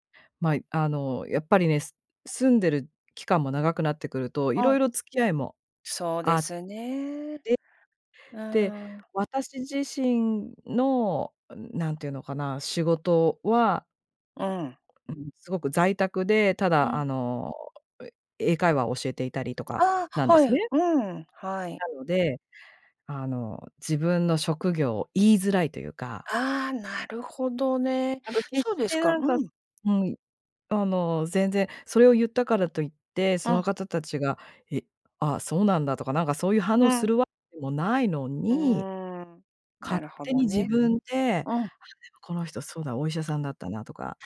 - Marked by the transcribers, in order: tapping
- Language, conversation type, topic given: Japanese, advice, 友人と生活を比べられて焦る気持ちをどう整理すればいいですか？